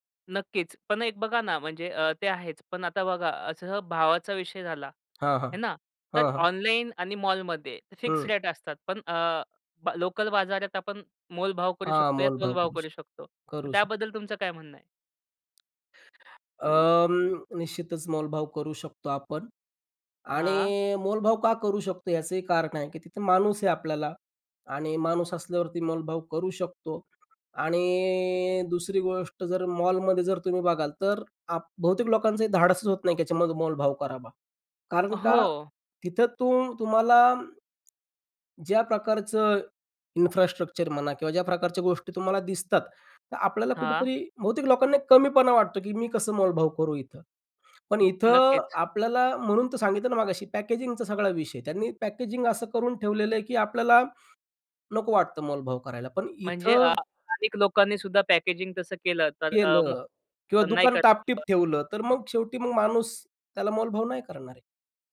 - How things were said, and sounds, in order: tapping; other background noise; drawn out: "आणि"; in English: "इन्फ्रास्ट्रक्चर"; in English: "पॅकेजिंग"; in English: "पॅकेजिंग"; in English: "पॅकेजिंग"; unintelligible speech; unintelligible speech
- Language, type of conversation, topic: Marathi, podcast, स्थानिक बाजारातून खरेदी करणे तुम्हाला अधिक चांगले का वाटते?